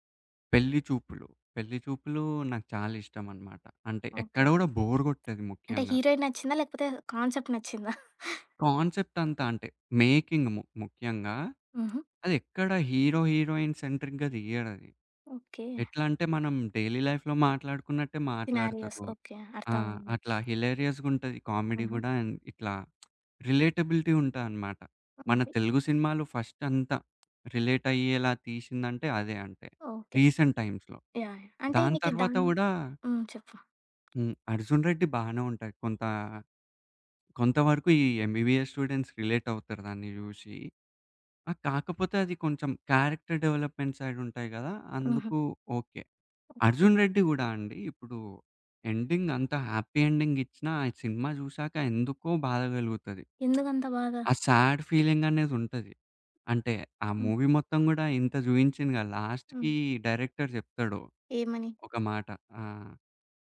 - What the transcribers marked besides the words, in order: other background noise; in English: "బోర్"; in English: "హీరోయిన్"; in English: "కాన్సెప్ట్"; chuckle; in English: "కాన్సెప్ట్"; in English: "మేకింగ్"; in English: "సెంట్రిక్‌గా"; in English: "డైలీ లైఫ్‌లో"; in English: "సినారియోస్"; sniff; in English: "హిలేరియస్‌గుంటది కామెడీ"; in English: "రిలేటబిలిటీ"; in English: "రీసెంట్ టైమ్స్‌లో"; in English: "ఎంబీబీఎస్ స్టూడెంట్స్"; in English: "క్యారెక్టర్ డెవలప్మెంట్ సైడ్"; in English: "ఎండింగ్"; in English: "హ్యాపీ ఎండింగ్"; lip smack; in English: "సాడ్"; in English: "మూవీ"; in English: "లాస్ట్‌కి డైరెక్టర్"
- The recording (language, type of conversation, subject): Telugu, podcast, సినిమా ముగింపు ప్రేక్షకుడికి సంతృప్తిగా అనిపించాలంటే ఏమేం విషయాలు దృష్టిలో పెట్టుకోవాలి?